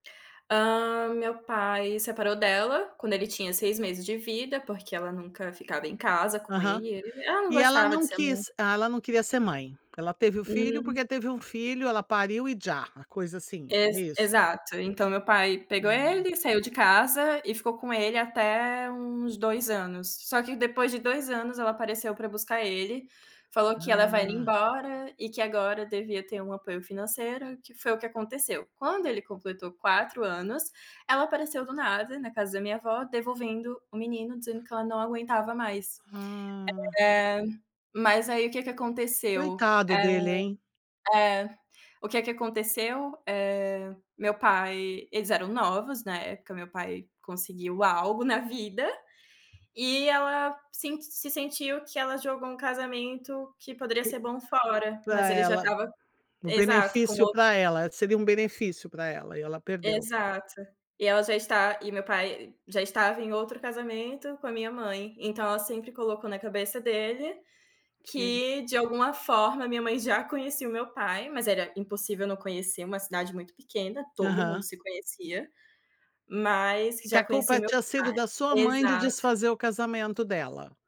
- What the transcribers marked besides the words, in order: drawn out: "Ah"; tapping
- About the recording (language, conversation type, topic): Portuguese, advice, Como você tem se sentido ao perceber que seus pais favorecem um dos seus irmãos e você fica de lado?